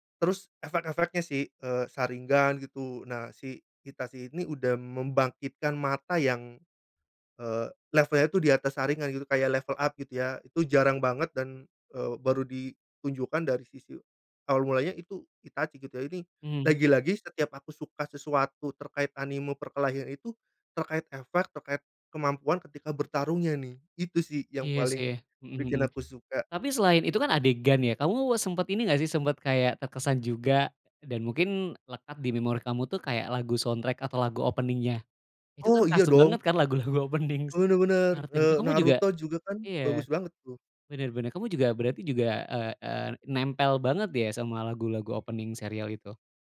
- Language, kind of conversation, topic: Indonesian, podcast, Apa acara televisi atau kartun favoritmu waktu kecil, dan kenapa kamu suka?
- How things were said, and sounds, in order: in Japanese: "Sharingan"; in Japanese: "Sharingan"; in English: "level up"; tapping; other background noise; in English: "soundtrack"; in English: "opening-nya?"; laughing while speaking: "lagu-lagu opening"; in English: "opening"; in English: "opening"